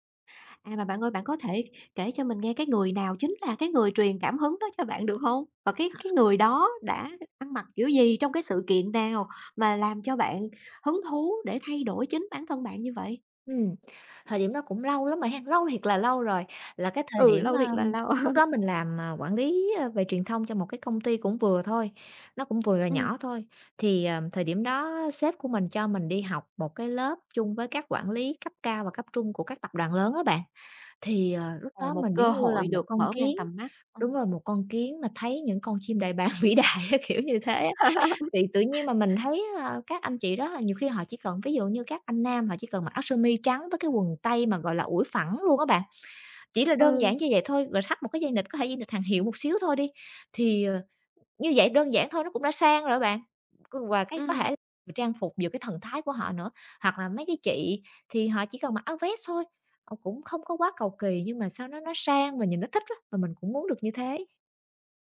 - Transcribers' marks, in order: unintelligible speech; laugh; tapping; laughing while speaking: "bàng vĩ đại á, kiểu"; laugh
- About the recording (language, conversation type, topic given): Vietnamese, podcast, Phong cách ăn mặc có giúp bạn kể câu chuyện về bản thân không?